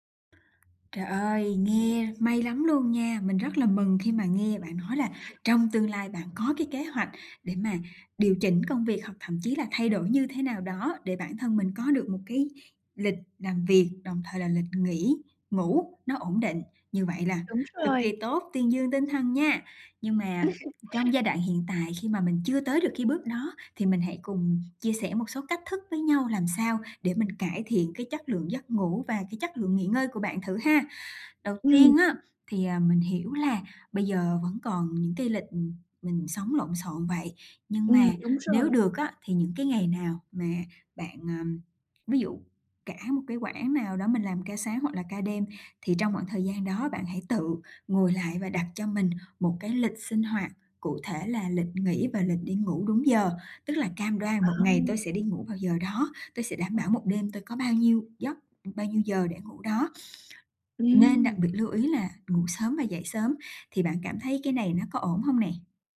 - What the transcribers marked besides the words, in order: other background noise; unintelligible speech; tapping; laugh; sniff
- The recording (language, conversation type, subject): Vietnamese, advice, Làm thế nào để cải thiện chất lượng giấc ngủ và thức dậy tràn đầy năng lượng hơn?